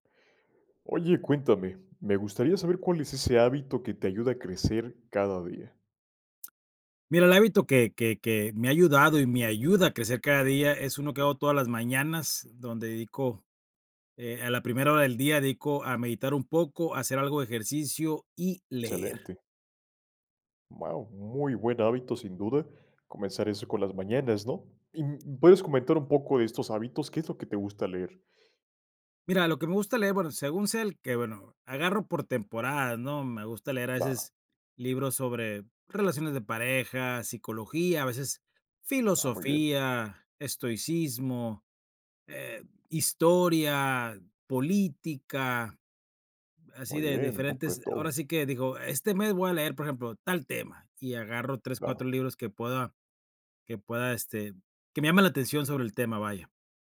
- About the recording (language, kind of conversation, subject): Spanish, podcast, ¿Qué hábito te ayuda a crecer cada día?
- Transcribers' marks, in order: other background noise